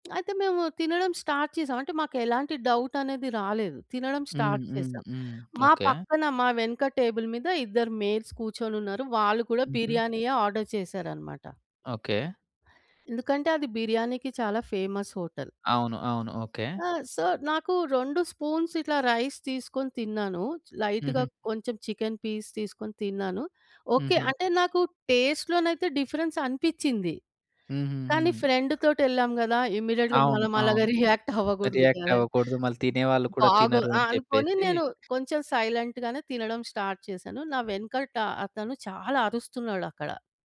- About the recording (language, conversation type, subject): Telugu, podcast, వీధి తిండి బాగా ఉందో లేదో మీరు ఎలా గుర్తిస్తారు?
- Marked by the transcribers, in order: in English: "స్టార్ట్"; in English: "డౌట్"; in English: "స్టార్ట్"; tapping; in English: "టేబుల్"; other background noise; in English: "మేల్స్"; in English: "ఆర్డర్"; in English: "ఫేమస్"; in English: "సో"; in English: "స్పూన్స్"; in English: "రైస్"; in English: "లైట్‌గా"; in English: "చికెన్ పీస్"; in English: "టేస్ట్‌లోనైతే డిఫరెన్స్"; in English: "ఫ్రెండ్"; in English: "ఇమ్మీడియేట్‌గా"; in English: "రియాక్ట్"; chuckle; in English: "రియాక్ట్"; in English: "సైలెంట్‌గానే"; in English: "స్టార్ట్"